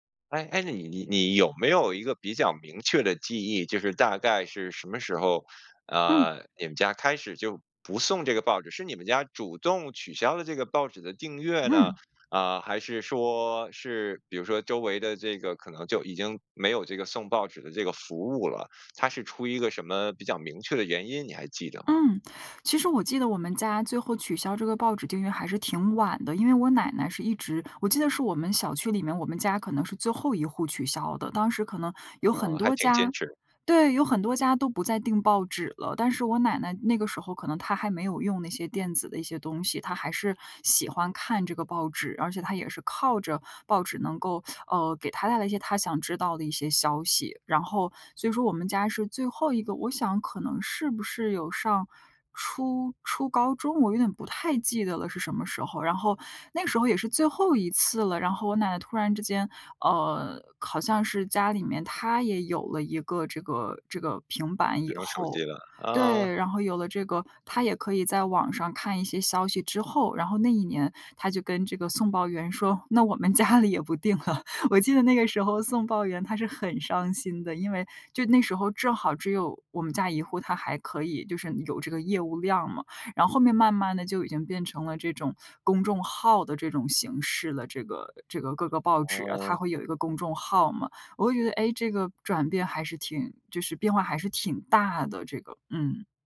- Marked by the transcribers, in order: other background noise; teeth sucking; laughing while speaking: "我们家里也不订了，我记得那个时候送报员他是很伤心的"; unintelligible speech
- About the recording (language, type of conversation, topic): Chinese, podcast, 现代科技是如何影响你们的传统习俗的？